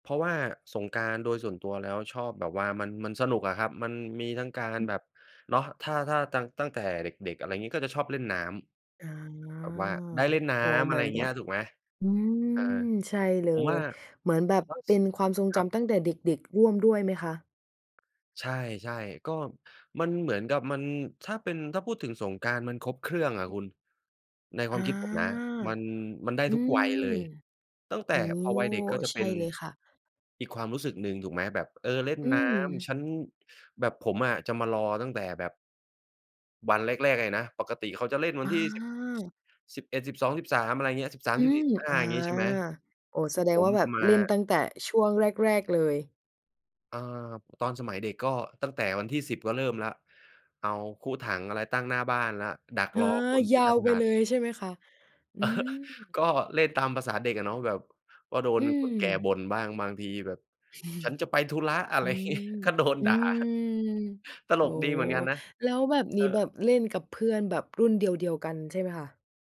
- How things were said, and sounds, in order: drawn out: "อา"; drawn out: "อืม"; laugh; chuckle; laughing while speaking: "งี้"
- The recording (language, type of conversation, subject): Thai, podcast, เทศกาลไหนที่คุณเฝ้ารอทุกปี?